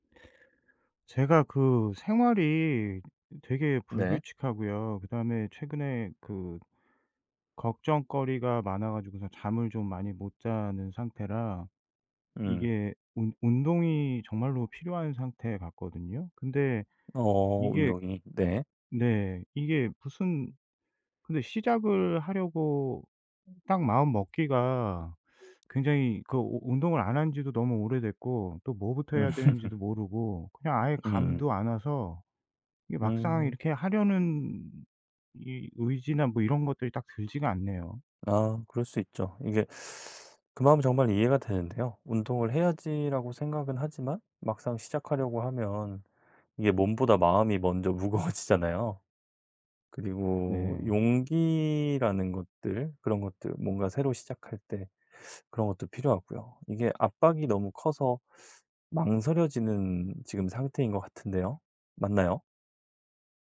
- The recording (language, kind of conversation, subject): Korean, advice, 운동을 시작할 용기가 부족한 이유는 무엇인가요?
- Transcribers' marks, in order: other background noise; laugh; laughing while speaking: "무거워지잖아요"